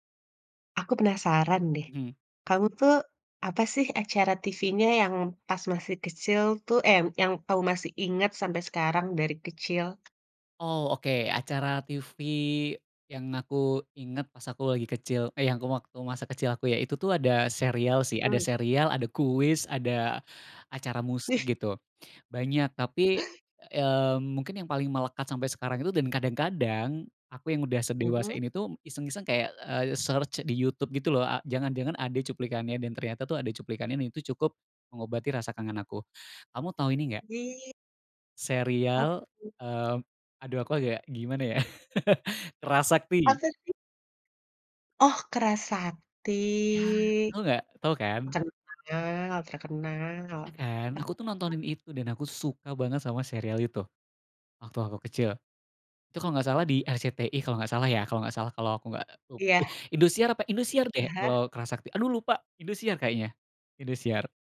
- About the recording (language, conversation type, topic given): Indonesian, podcast, Apa acara TV masa kecil yang masih kamu ingat sampai sekarang?
- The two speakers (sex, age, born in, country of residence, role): female, 35-39, Indonesia, Indonesia, host; male, 35-39, Indonesia, Indonesia, guest
- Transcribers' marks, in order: other background noise; in English: "search"; laugh; drawn out: "Sakti"; drawn out: "terkenal"; unintelligible speech